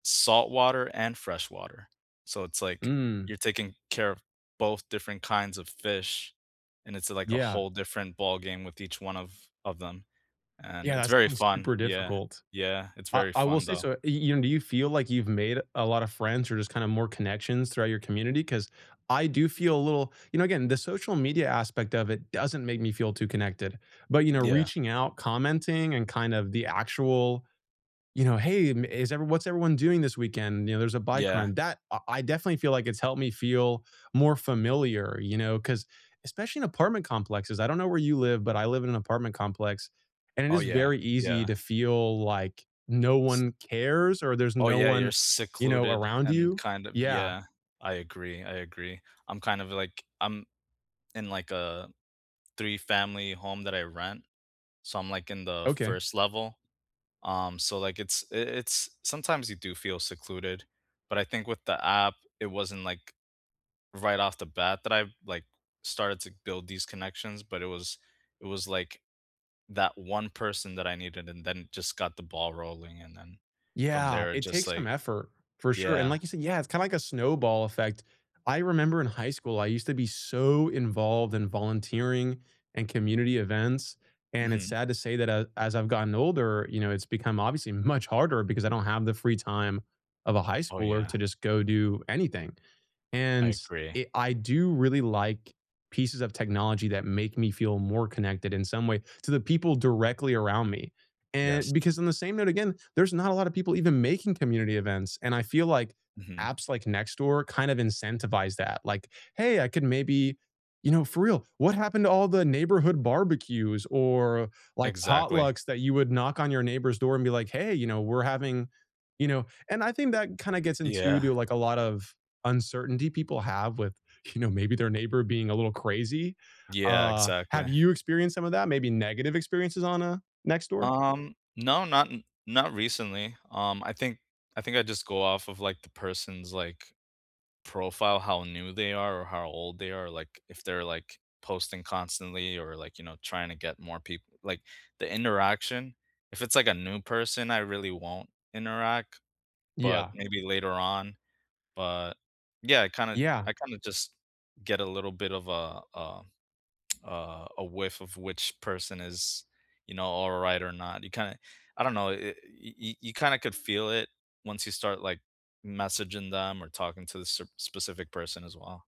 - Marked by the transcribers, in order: stressed: "so"; laughing while speaking: "Yeah"; laughing while speaking: "you know"; other background noise; tsk
- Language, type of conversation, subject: English, unstructured, How is technology shaping trust and the future of community voice in your life?
- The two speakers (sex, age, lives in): male, 25-29, United States; male, 35-39, United States